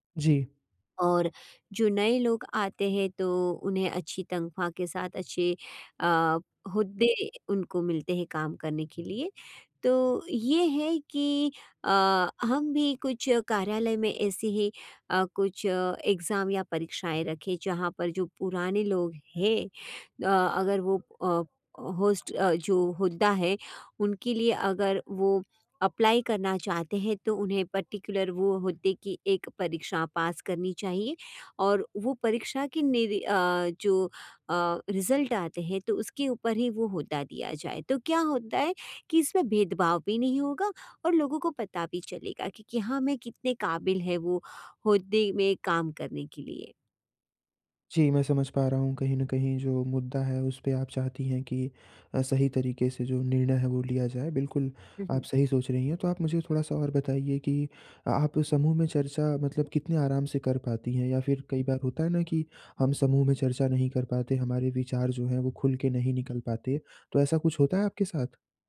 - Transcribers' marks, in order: in English: "एग्ज़ाम"; in English: "होस्ट"; in English: "अप्लाई"; in English: "पर्टिकुलर"; in English: "पास"; in English: "रिजल्ट"
- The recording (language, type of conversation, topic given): Hindi, advice, हम अपने विचार खुलकर कैसे साझा कर सकते हैं?